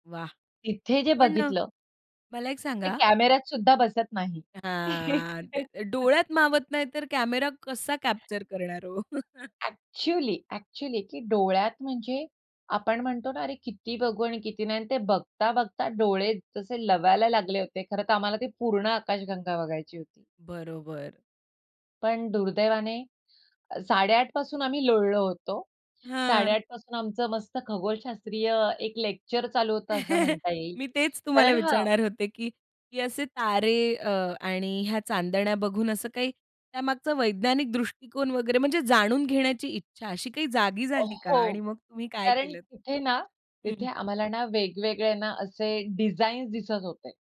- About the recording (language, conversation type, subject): Marathi, podcast, ताऱ्यांनी भरलेलं आकाश पाहिल्यावर तुम्हाला कसं वाटतं?
- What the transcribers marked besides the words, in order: chuckle; in English: "कॅप्चर"; chuckle; in English: "ऍक्च्युअली, ऍक्च्युअली"; chuckle